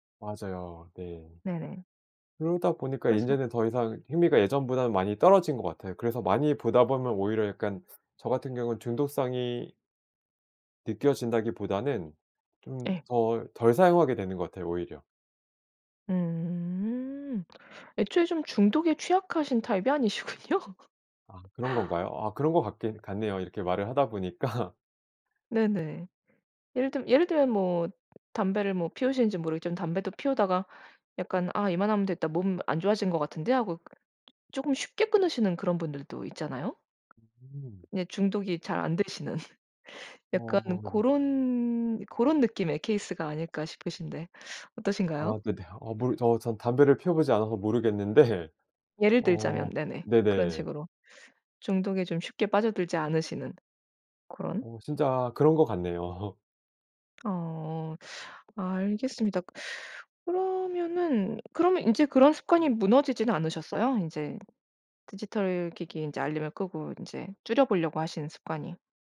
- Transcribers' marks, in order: tapping; other background noise; laughing while speaking: "아니시군요"; laugh; laughing while speaking: "보니까"; laughing while speaking: "안되시는"; laughing while speaking: "아 근데"; laughing while speaking: "모르겠는데"; laugh
- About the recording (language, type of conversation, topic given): Korean, podcast, 디지털 기기로 인한 산만함을 어떻게 줄이시나요?